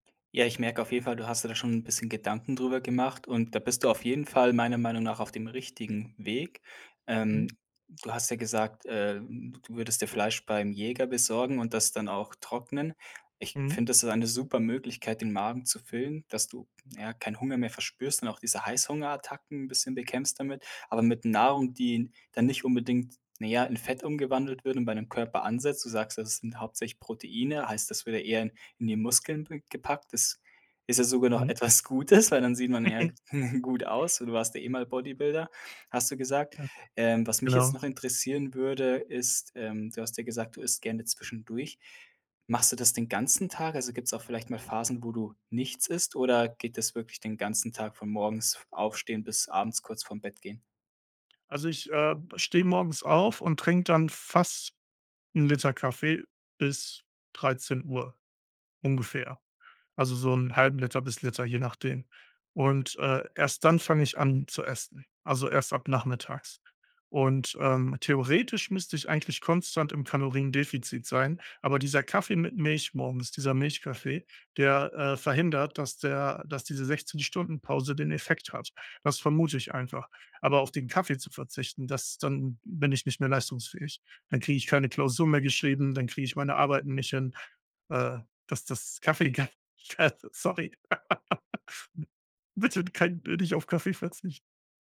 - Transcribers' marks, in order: stressed: "Weg"; chuckle; laugh; stressed: "nichts"; other background noise; laugh; laughing while speaking: "Bitte kein nich auf Kaffee verzichten"
- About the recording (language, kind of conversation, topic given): German, advice, Wie würdest du deine Essgewohnheiten beschreiben, wenn du unregelmäßig isst und häufig zu viel oder zu wenig Nahrung zu dir nimmst?